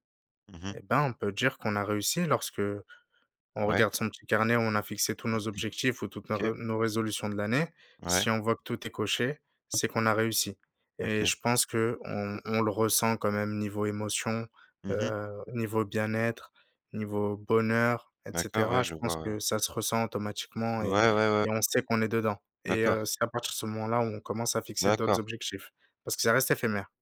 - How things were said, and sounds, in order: throat clearing; other background noise; tapping
- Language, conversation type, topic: French, unstructured, Qu’est-ce que réussir signifie pour toi ?